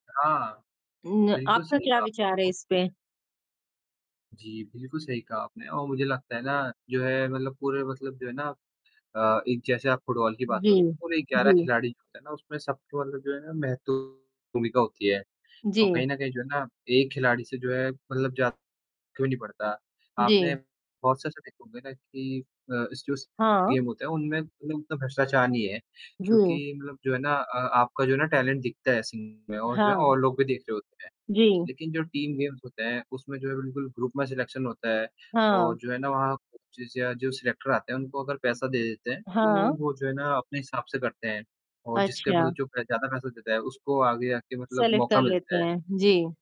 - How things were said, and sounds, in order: mechanical hum; other background noise; distorted speech; in English: "गेम"; in English: "टैलेंट"; unintelligible speech; in English: "टीम गेम्स"; in English: "ग्रुप"; in English: "सिलेक्शन"; in English: "कोचेस"; in English: "सिलेक्टर"; in English: "सेलेक्ट"
- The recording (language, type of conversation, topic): Hindi, unstructured, क्या आपको लगता है कि खेलों में भ्रष्टाचार बढ़ रहा है?